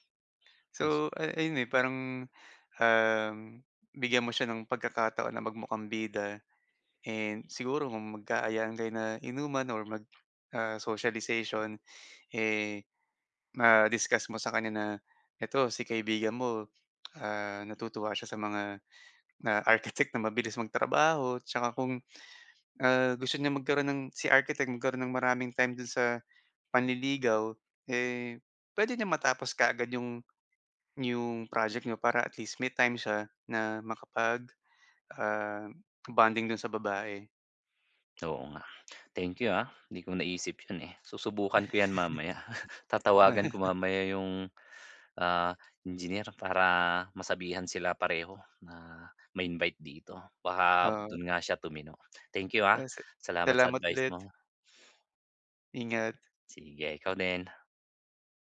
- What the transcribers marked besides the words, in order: other background noise; tongue click; tapping; chuckle
- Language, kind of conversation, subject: Filipino, advice, Paano ko muling maibabalik ang motibasyon ko sa aking proyekto?